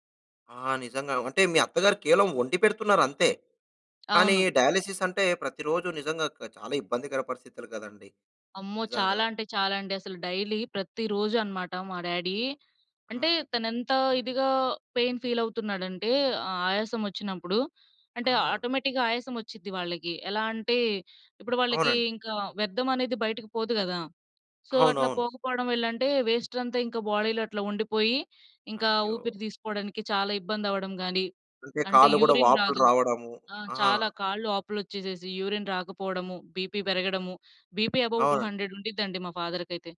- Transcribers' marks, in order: tapping; in English: "డయాలిసిస్"; in English: "డైలీ"; in English: "డాడీ"; in English: "పెయిన్ ఫీల్"; in English: "ఆటోమేటిక్‌గా"; in English: "సో"; in English: "బాడీలో"; in English: "యూరిన్"; in English: "యూరిన్"; in English: "బీపీ"; in English: "బీపీ అబోవ్ టూ హండ్రెడ్"; in English: "ఫాదర్‌కైతే"
- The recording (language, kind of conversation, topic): Telugu, podcast, పెద్దవారిని సంరక్షించేటపుడు మీ దినచర్య ఎలా ఉంటుంది?